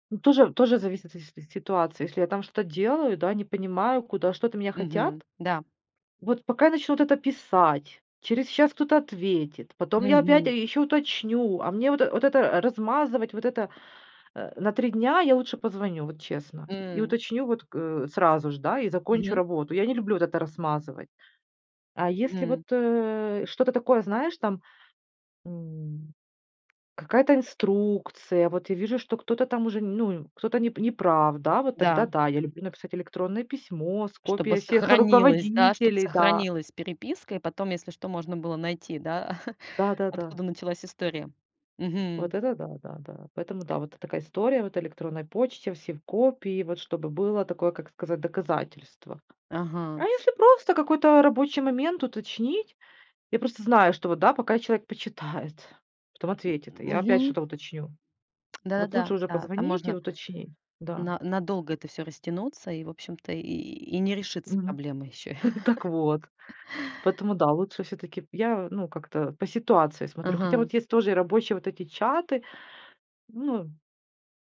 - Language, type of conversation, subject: Russian, podcast, Как вы выбираете между звонком и сообщением?
- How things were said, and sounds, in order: tapping; chuckle; lip smack; chuckle